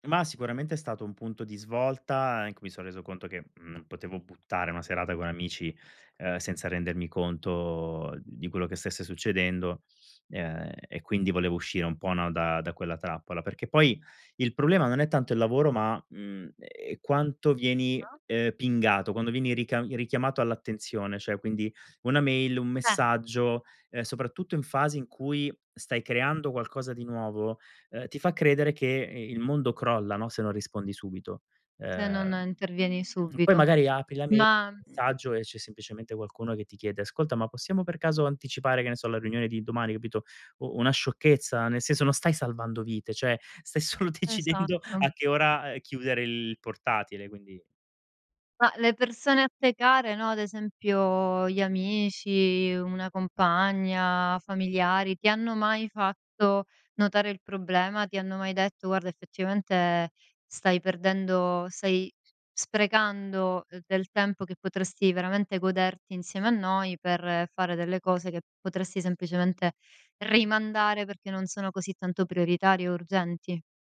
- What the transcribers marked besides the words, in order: in English: "pingato"; "cioè" said as "ceh"; laughing while speaking: "stai solo decidendo a"; tapping
- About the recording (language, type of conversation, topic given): Italian, podcast, Cosa fai per mantenere l'equilibrio tra lavoro e vita privata?